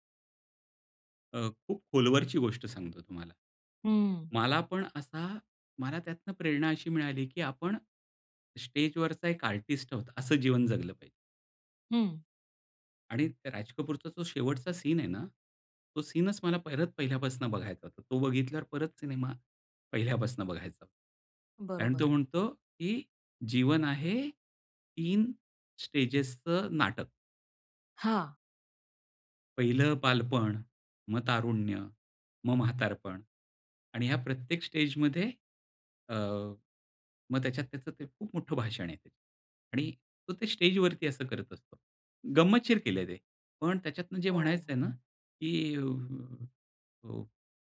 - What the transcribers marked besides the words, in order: tapping
- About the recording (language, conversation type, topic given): Marathi, podcast, तुमच्या आयुष्यातील सर्वात आवडती संगीताची आठवण कोणती आहे?